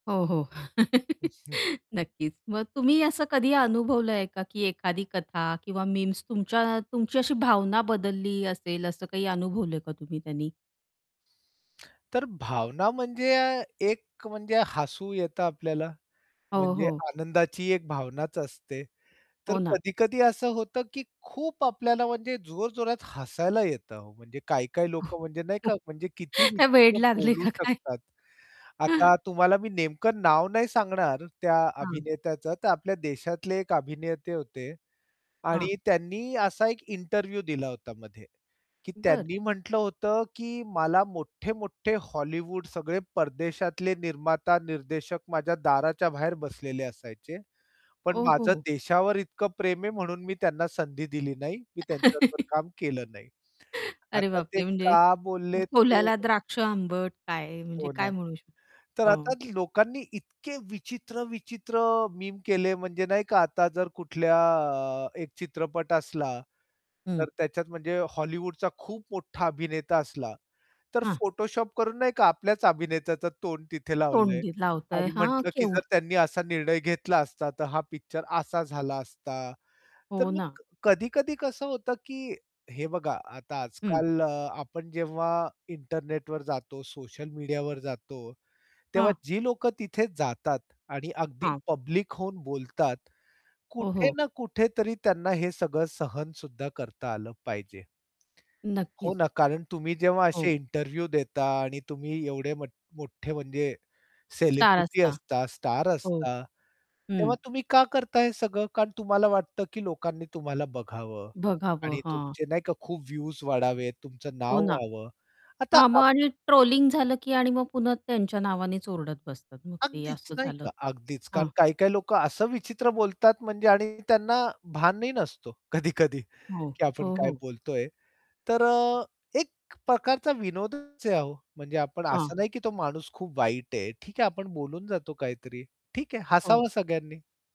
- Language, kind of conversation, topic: Marathi, podcast, वायरल कथा किंवा मेमेस लोकांच्या मनावर कसा प्रभाव टाकतात?
- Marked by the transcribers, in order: chuckle; tapping; unintelligible speech; static; laugh; laughing while speaking: "काय वेड लागलंय का काय?"; distorted speech; in English: "इंटरव्ह्यू"; other background noise; laugh; in English: "पब्लिक"; in English: "इंटरव्ह्यू"; laughing while speaking: "कधी-कधी"; unintelligible speech